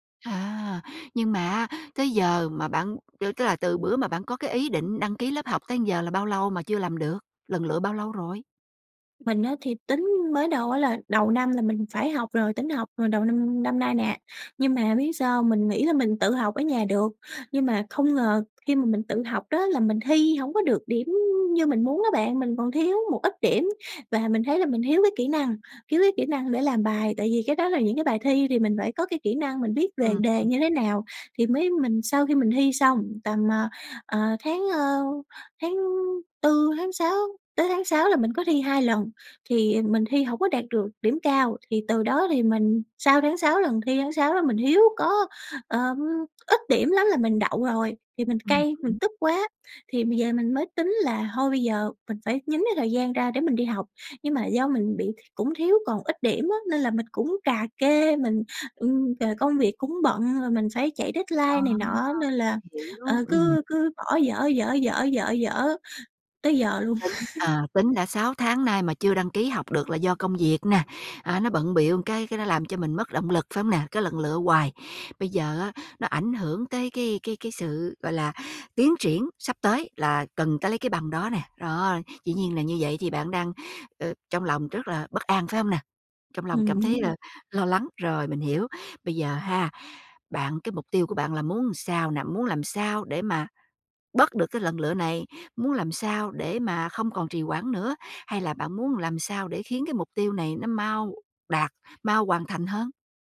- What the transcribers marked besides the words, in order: other background noise; tapping; in English: "deadline"; laugh
- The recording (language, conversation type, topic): Vietnamese, advice, Vì sao bạn liên tục trì hoãn khiến mục tiêu không tiến triển, và bạn có thể làm gì để thay đổi?